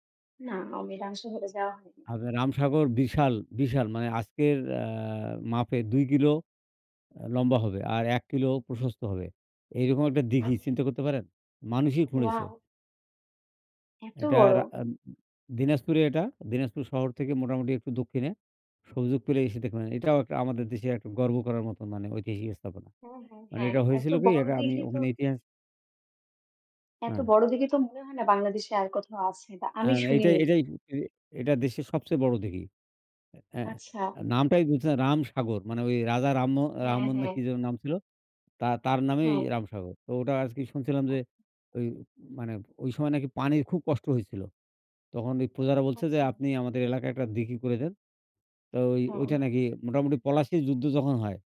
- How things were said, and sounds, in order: other background noise
- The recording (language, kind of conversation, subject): Bengali, unstructured, বিশ্বের কোন ঐতিহাসিক স্থলটি আপনার কাছে সবচেয়ে আকর্ষণীয়?